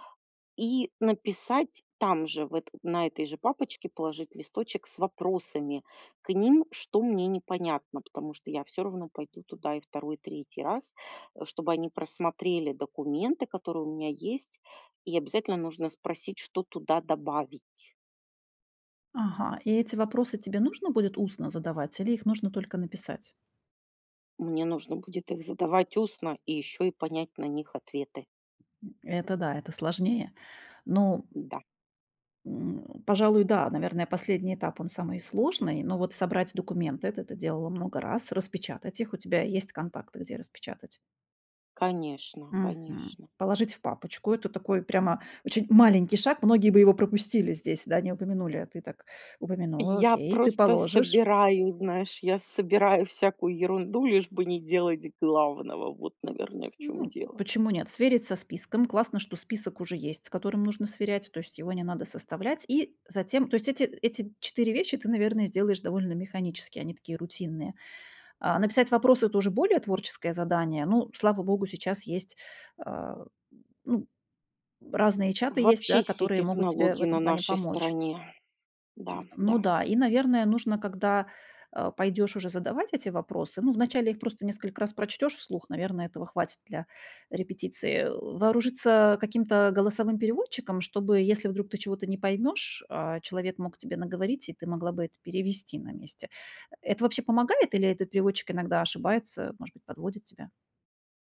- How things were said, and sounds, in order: tapping
- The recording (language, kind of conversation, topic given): Russian, advice, Как справиться со страхом перед предстоящим событием?